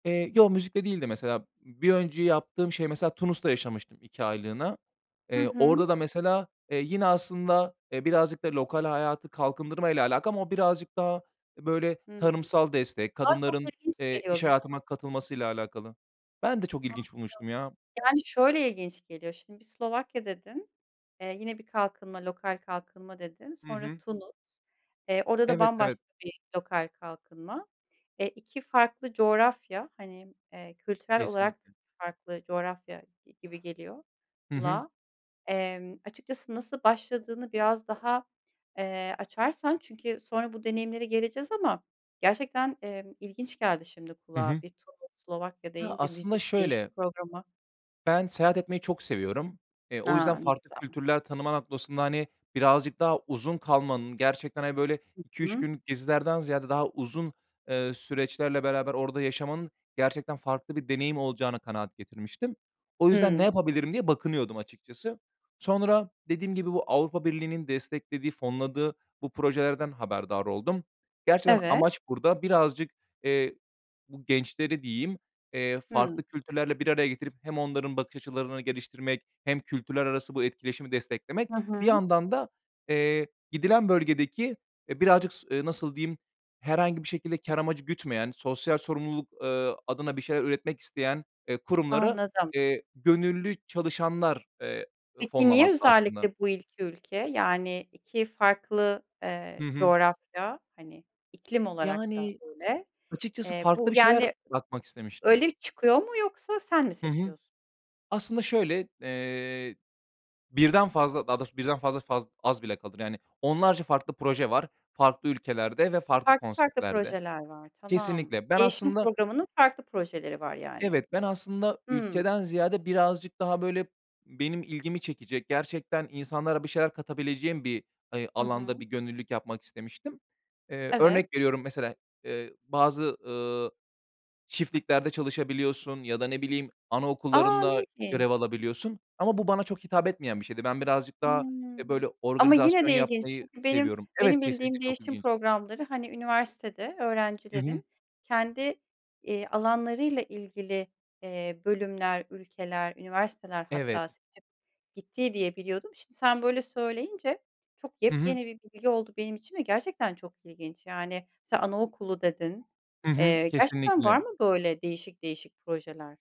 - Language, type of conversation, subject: Turkish, podcast, İlk kez müzikle bağ kurduğun anı anlatır mısın?
- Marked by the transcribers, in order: tapping; unintelligible speech; other background noise